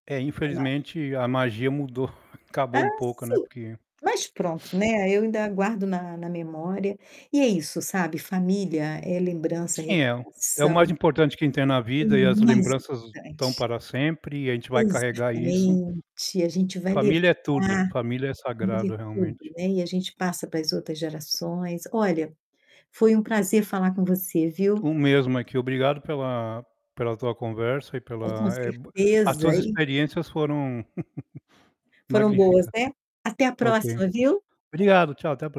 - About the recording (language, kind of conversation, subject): Portuguese, unstructured, Qual é a melhor lembrança que você tem com a sua família?
- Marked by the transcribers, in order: distorted speech; chuckle; sniff; static; chuckle